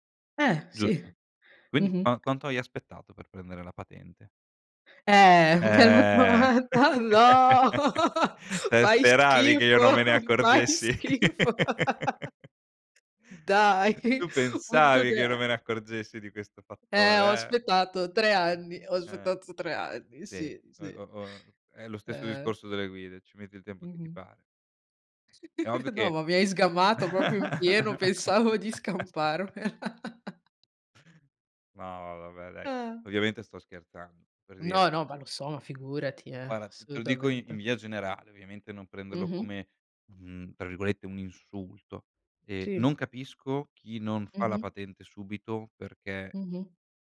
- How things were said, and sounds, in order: tapping; laughing while speaking: "bella domanda. No! Fai schifo, fai schifo!"; chuckle; laugh; unintelligible speech; unintelligible speech; chuckle; "proprio" said as "popio"; laugh; chuckle; "Guarda" said as "guara"; "assolutamente" said as "solutamente"
- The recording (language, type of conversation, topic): Italian, unstructured, Come ti piace passare il tempo con i tuoi amici?